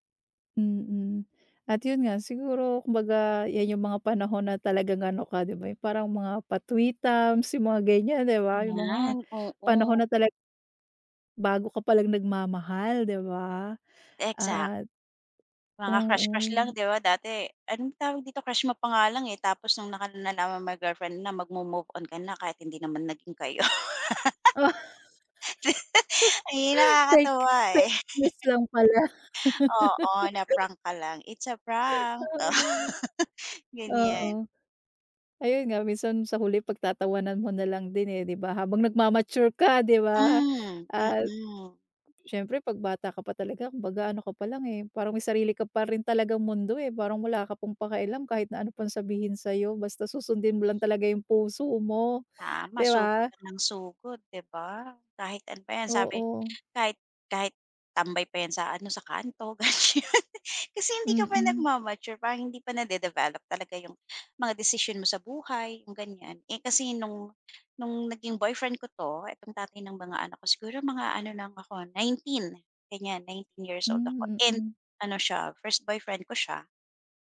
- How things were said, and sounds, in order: laughing while speaking: "Oh. Fake fake news lang pala"; laughing while speaking: "kayo"; laugh; chuckle; in English: "It's a prank"; laughing while speaking: "oh"; laughing while speaking: "ganyan"
- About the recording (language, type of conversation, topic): Filipino, podcast, Ano ang nag-udyok sa iyo na baguhin ang pananaw mo tungkol sa pagkabigo?